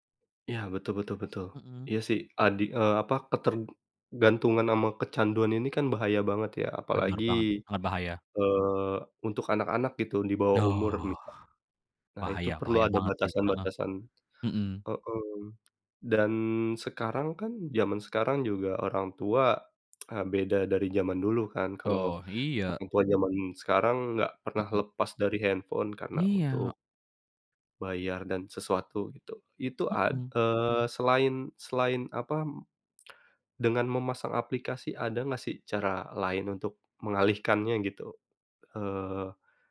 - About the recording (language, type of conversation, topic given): Indonesian, podcast, Bagaimana kamu mengatur waktu di depan layar supaya tidak kecanduan?
- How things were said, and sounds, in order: other background noise